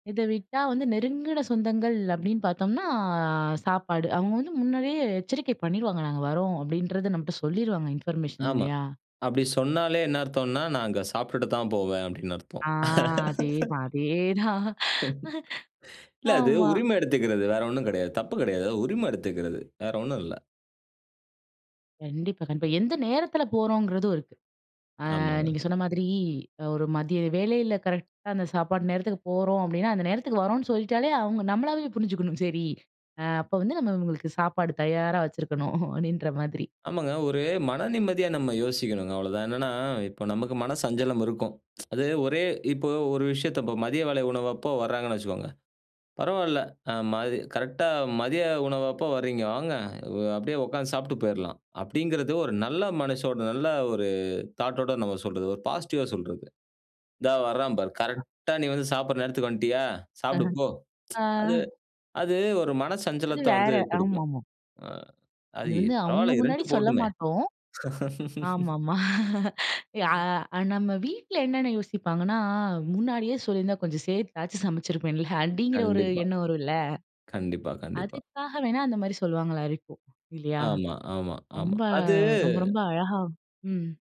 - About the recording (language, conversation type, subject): Tamil, podcast, விருந்தினரை வரவேற்கும் போது என்ன செய்வீர்கள்?
- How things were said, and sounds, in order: in English: "இன்ஃபர்மேஷன்"; laugh; laughing while speaking: "அதே தான். ஆமா"; laugh; chuckle; in English: "தாட்டோட"; in English: "பாசிட்டிவா"; drawn out: "அ"; laugh; other noise; other background noise